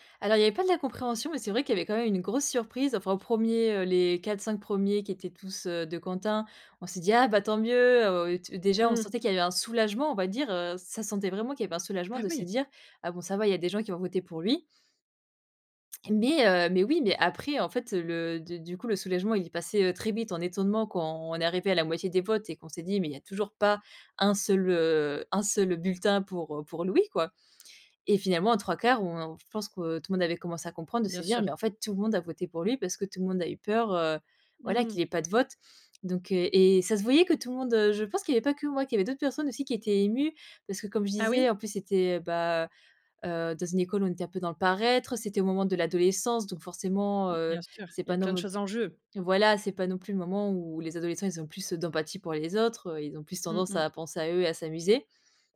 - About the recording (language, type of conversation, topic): French, podcast, As-tu déjà vécu un moment de solidarité qui t’a profondément ému ?
- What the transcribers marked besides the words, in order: other background noise